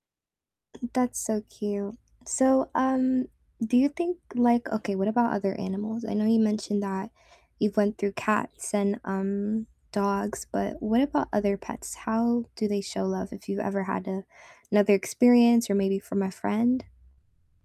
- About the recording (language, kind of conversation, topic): English, unstructured, How do pets show their owners that they love them?
- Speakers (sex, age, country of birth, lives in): female, 20-24, United States, United States; female, 30-34, United States, United States
- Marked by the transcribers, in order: throat clearing